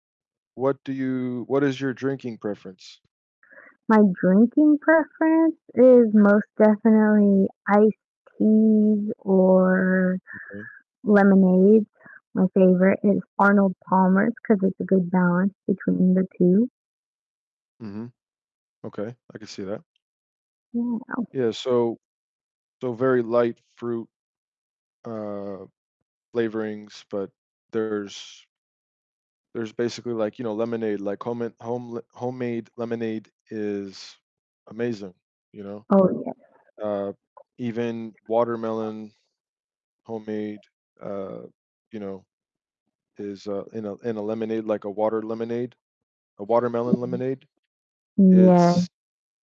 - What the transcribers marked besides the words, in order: tapping; other background noise; static; drawn out: "teas or"; distorted speech; background speech
- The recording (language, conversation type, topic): English, unstructured, How do our food and drink choices reflect who we are and what we hope for?
- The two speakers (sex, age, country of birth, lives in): female, 25-29, United States, United States; male, 35-39, United States, United States